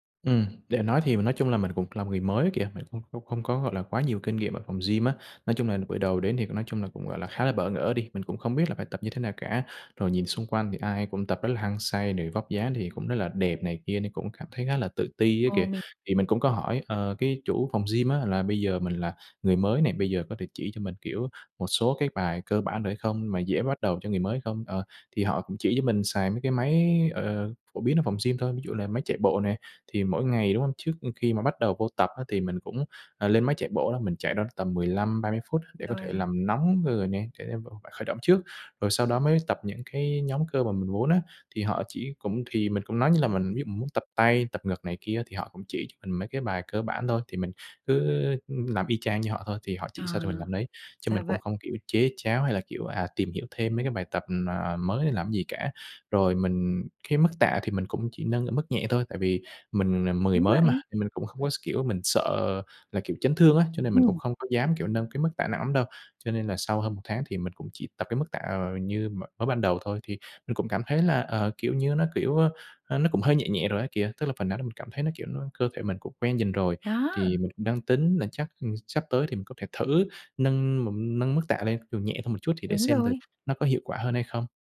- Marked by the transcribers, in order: tapping; other background noise; unintelligible speech
- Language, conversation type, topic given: Vietnamese, advice, Làm thế nào để duy trì thói quen tập luyện lâu dài khi tôi hay bỏ giữa chừng?